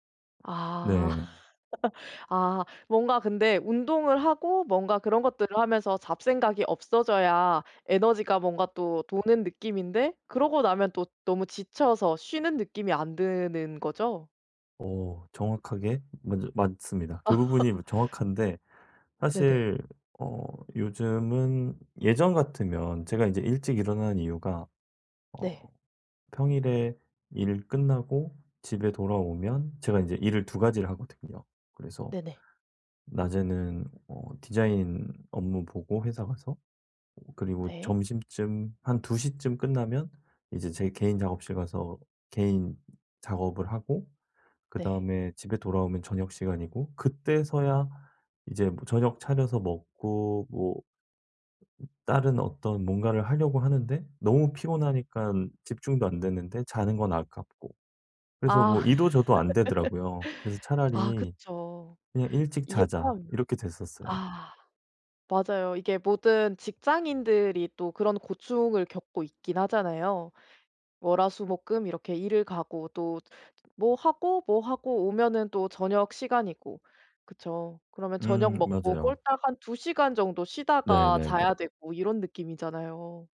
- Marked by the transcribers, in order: laugh; laugh; laugh; other background noise
- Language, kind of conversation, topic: Korean, advice, 주말에 계획을 세우면서도 충분히 회복하려면 어떻게 하면 좋을까요?